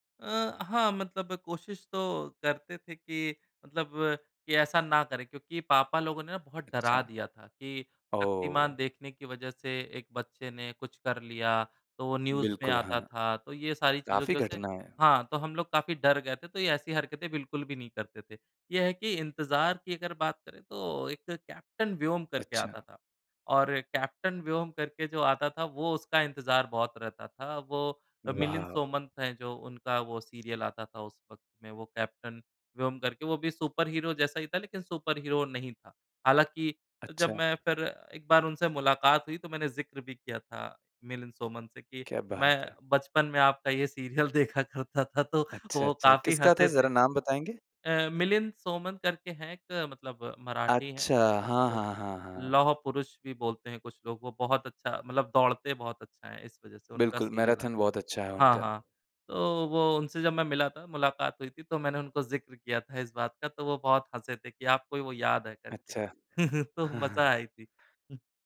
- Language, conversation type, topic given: Hindi, podcast, घर वालों के साथ आपने कौन सी फिल्म देखी थी जो आपको सबसे खास लगी?
- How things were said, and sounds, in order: in English: "न्यूज़"; in English: "सुपरहीरो"; laughing while speaking: "सीरियल देखा करता था तो वो काफ़ी हँसे थे"; in English: "मैराथन"; chuckle; laugh; chuckle